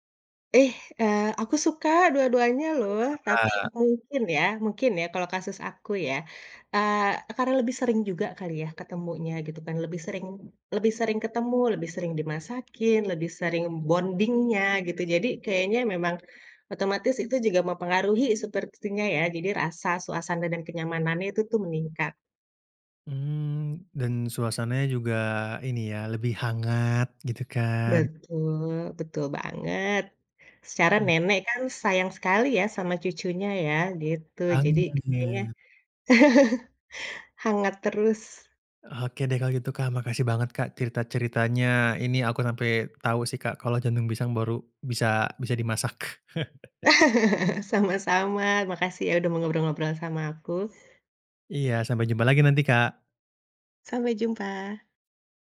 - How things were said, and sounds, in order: in English: "bounding-nya"; chuckle; tapping; chuckle
- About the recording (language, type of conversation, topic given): Indonesian, podcast, Ceritakan pengalaman memasak bersama nenek atau kakek dan apakah ada ritual yang berkesan?